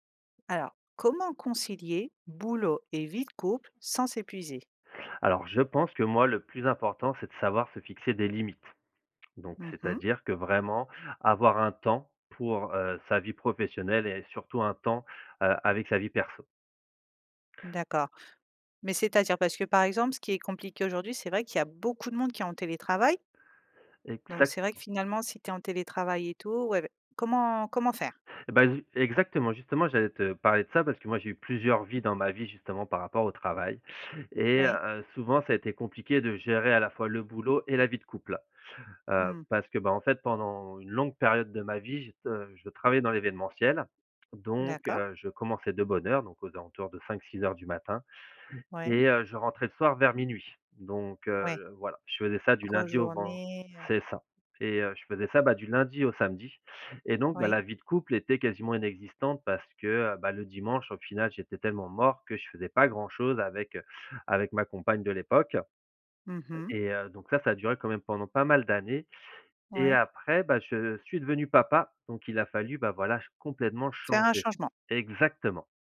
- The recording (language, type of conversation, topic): French, podcast, Comment concilier le travail et la vie de couple sans s’épuiser ?
- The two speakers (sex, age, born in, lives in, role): female, 35-39, France, Spain, host; male, 35-39, France, France, guest
- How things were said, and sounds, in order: drawn out: "journée"